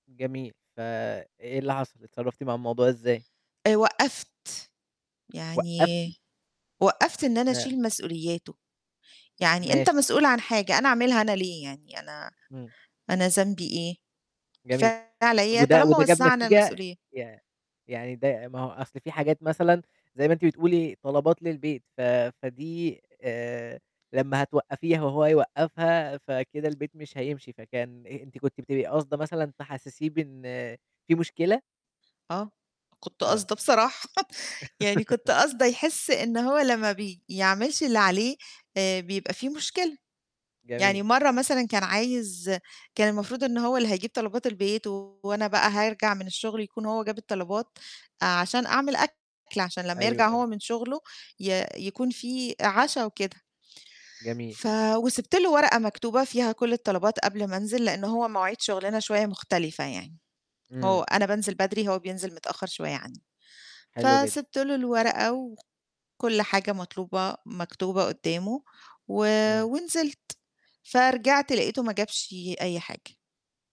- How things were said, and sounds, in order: static; unintelligible speech; unintelligible speech; tapping; laughing while speaking: "بصراحة"; laugh; distorted speech
- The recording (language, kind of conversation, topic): Arabic, podcast, إزاي تخلّي كل واحد في العيلة يبقى مسؤول عن مكانه؟